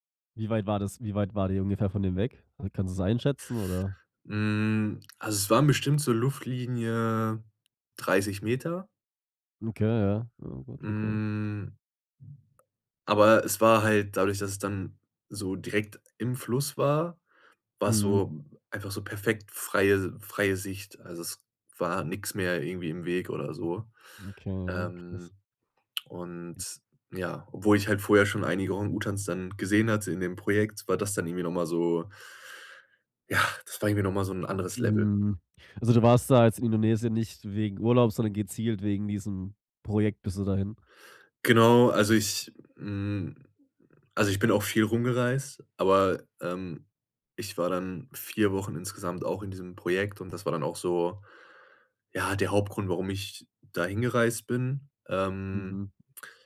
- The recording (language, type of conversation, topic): German, podcast, Was war deine denkwürdigste Begegnung auf Reisen?
- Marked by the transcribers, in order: drawn out: "Hm"; other noise; put-on voice: "ja"